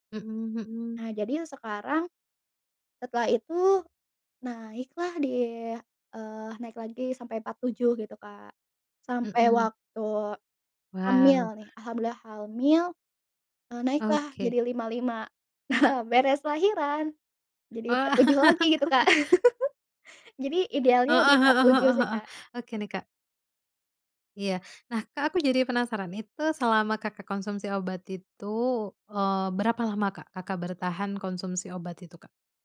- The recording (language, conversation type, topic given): Indonesian, podcast, Bagaimana caramu tetap termotivasi saat hasilnya belum terlihat dan kemajuannya terasa lambat?
- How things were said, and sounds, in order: "hamil" said as "halmil"; laughing while speaking: "Nah"; chuckle